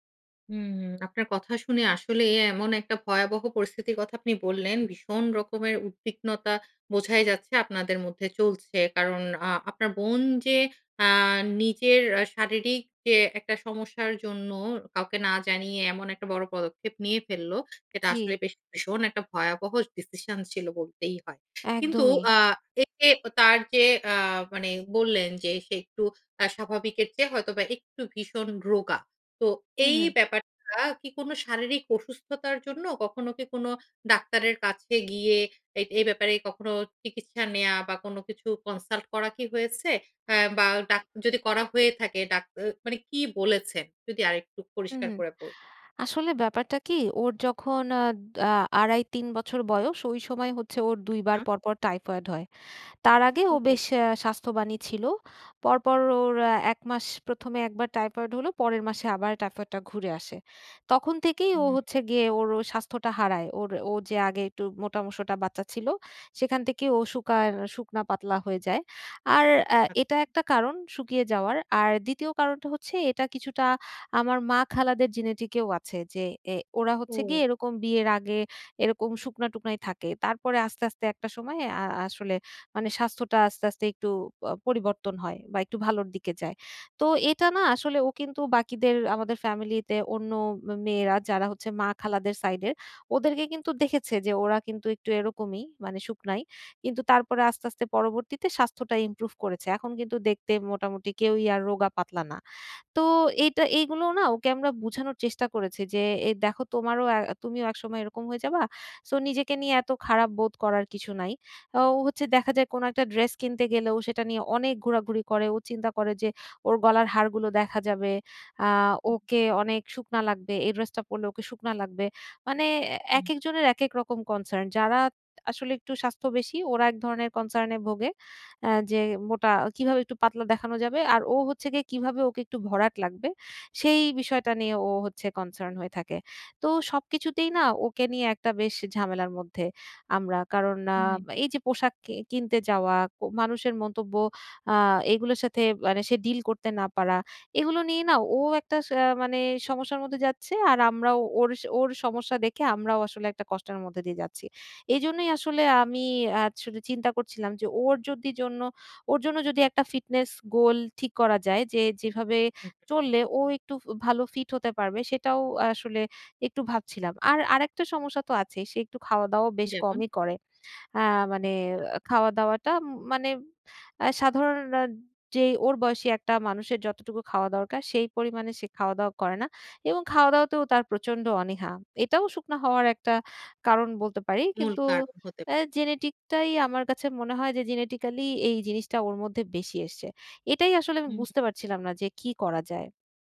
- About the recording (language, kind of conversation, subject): Bengali, advice, ফিটনেস লক্ষ্য ঠিক না হওয়ায় বিভ্রান্তি ও সিদ্ধান্তহীনতা
- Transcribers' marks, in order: tapping; other background noise; in English: "consult"; "মোটা-সোটা" said as "মোটামোসোটা"; unintelligible speech; in English: "genetic"; unintelligible speech; in English: "genetic"; in English: "genetically"